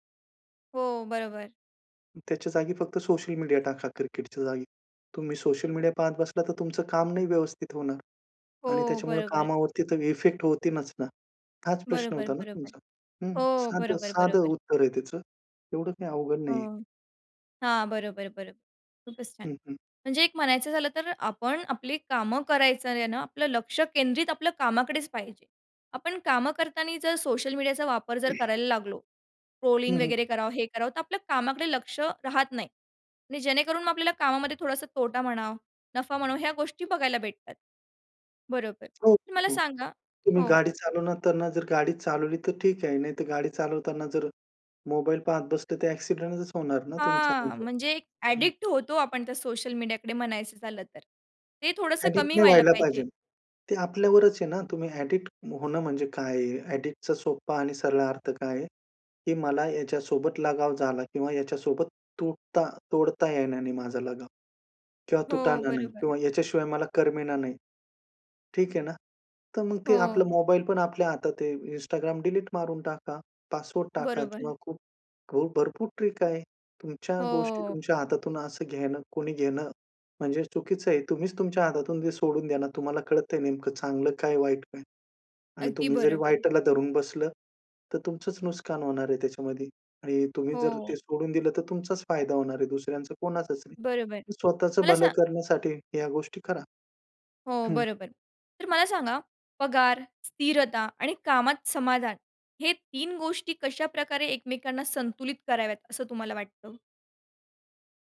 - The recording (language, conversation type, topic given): Marathi, podcast, मोठ्या पदापेक्षा कामात समाधान का महत्त्वाचं आहे?
- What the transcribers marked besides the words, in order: tapping; horn; "करताना" said as "करतानी"; other noise; in English: "ॲडिक्ट"; in English: "ॲडिक्ट"; in English: "ॲडिक्ट"; in English: "ॲडिक्ट"; "तुटण" said as "तुटाणा"; in English: "ट्रिक"; "नुकसान" said as "नुसकान"; other background noise